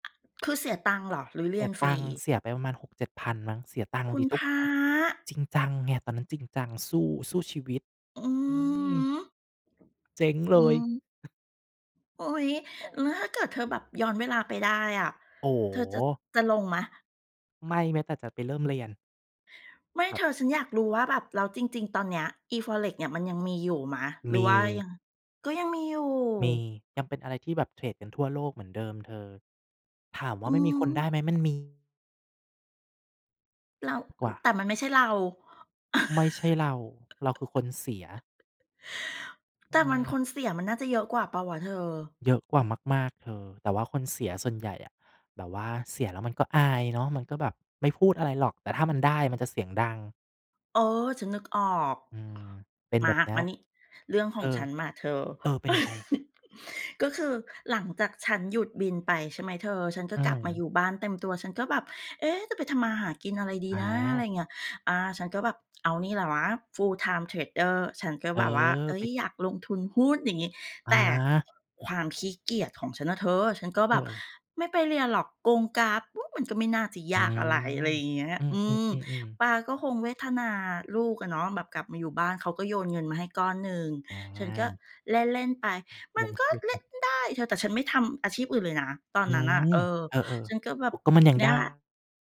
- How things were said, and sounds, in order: tapping; unintelligible speech; other noise; chuckle; chuckle; in English: "full-time"
- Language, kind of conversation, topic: Thai, unstructured, เคยมีเหตุการณ์ไหนที่เรื่องเงินทำให้คุณรู้สึกเสียใจไหม?